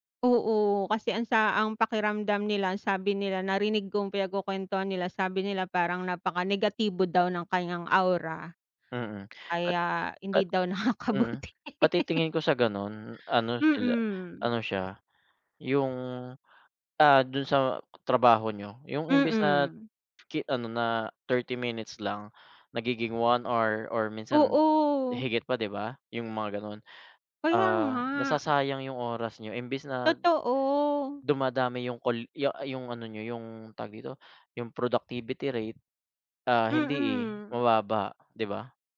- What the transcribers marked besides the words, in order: tapping; laughing while speaking: "nakakabuti"; laugh; other background noise
- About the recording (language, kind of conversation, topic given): Filipino, unstructured, Ano ang masasabi mo tungkol sa mga taong laging nagrereklamo pero walang ginagawa?